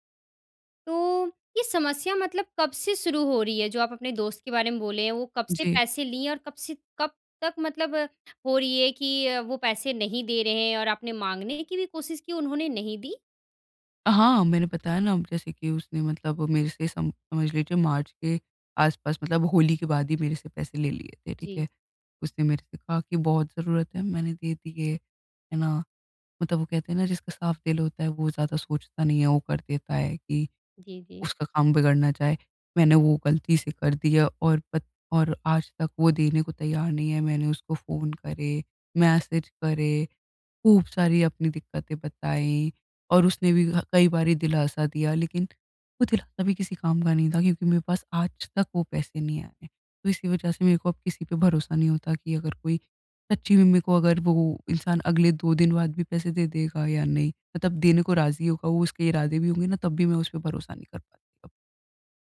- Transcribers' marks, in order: in English: "मैसेज"
- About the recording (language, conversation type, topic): Hindi, advice, किसी पर भरोसा करने की कठिनाई